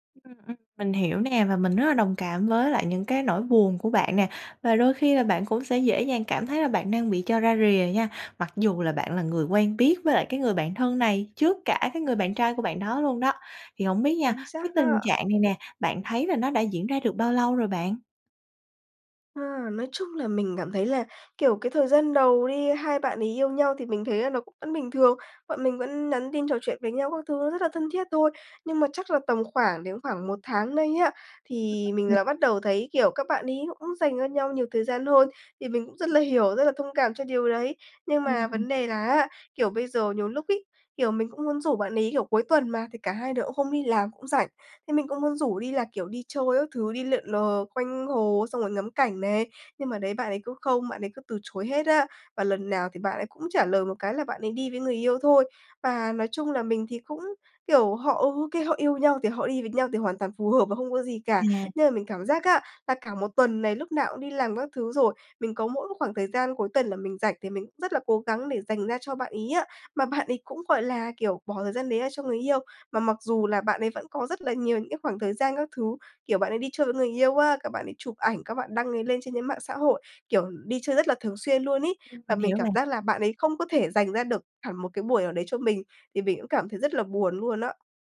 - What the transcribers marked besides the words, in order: tapping; other background noise
- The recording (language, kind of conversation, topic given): Vietnamese, advice, Làm sao để xử lý khi tình cảm bạn bè không được đáp lại tương xứng?